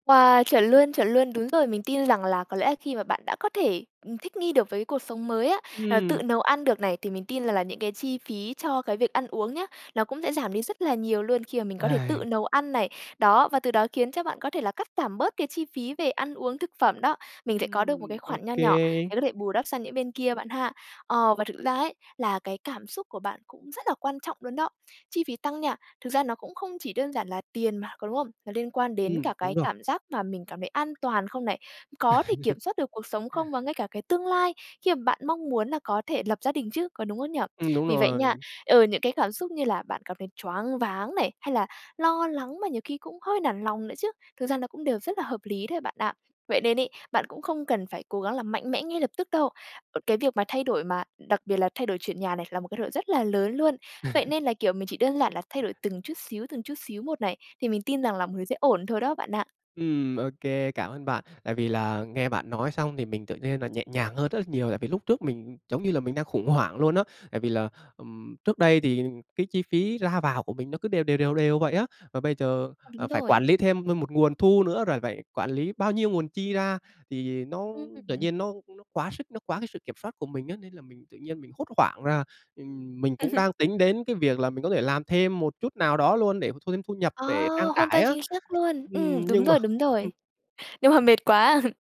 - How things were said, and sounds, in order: tapping; sigh; laugh; other noise; laugh; laugh; laugh
- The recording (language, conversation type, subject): Vietnamese, advice, Làm sao để đối phó với việc chi phí sinh hoạt tăng vọt sau khi chuyển nhà?